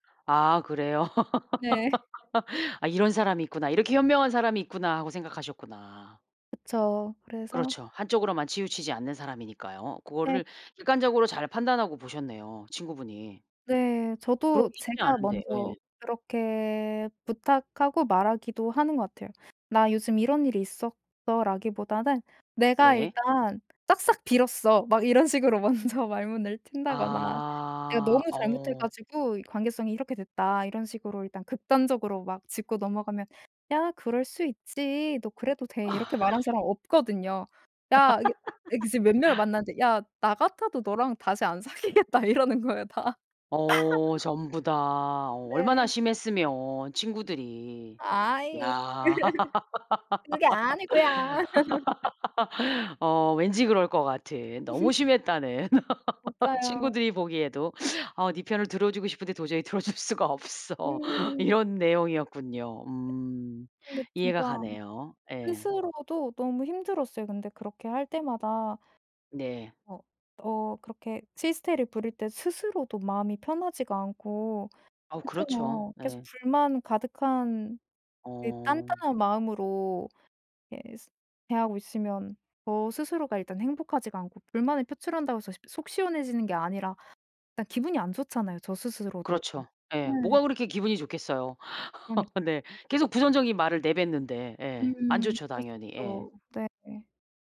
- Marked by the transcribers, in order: laugh; other background noise; laughing while speaking: "네"; tapping; background speech; laughing while speaking: "식으로 먼저"; laugh; laugh; laughing while speaking: "안 사귀겠다. 이러는 거예요 다"; laugh; put-on voice: "아이 그게 아니고요"; laugh; laugh; laugh; laughing while speaking: "들어 줄 수가 없어"; laugh; laughing while speaking: "네"
- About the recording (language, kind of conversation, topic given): Korean, podcast, 사랑이나 관계에서 배운 가장 중요한 교훈은 무엇인가요?